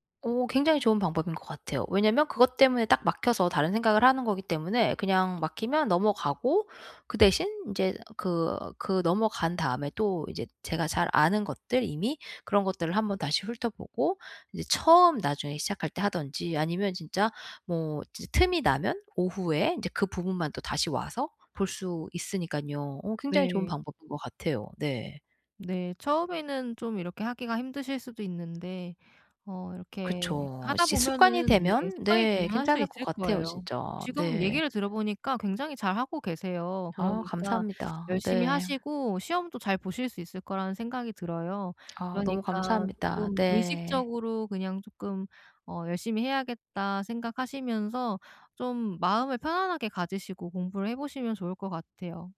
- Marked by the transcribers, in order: other background noise
- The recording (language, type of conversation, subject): Korean, advice, 산만함을 줄이고 더 오래 집중하려면 어떻게 해야 하나요?